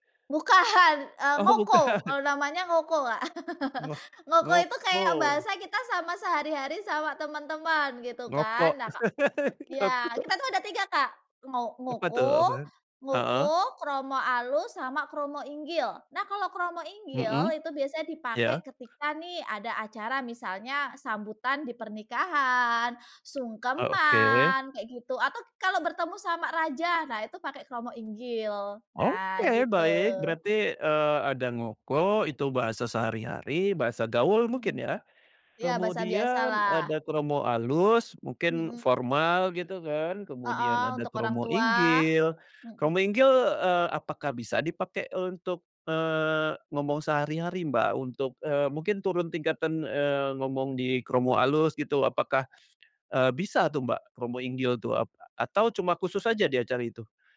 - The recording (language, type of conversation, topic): Indonesian, podcast, Bagaimana kebiasaanmu menggunakan bahasa daerah di rumah?
- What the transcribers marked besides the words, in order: laughing while speaking: "bukan"; laugh; laugh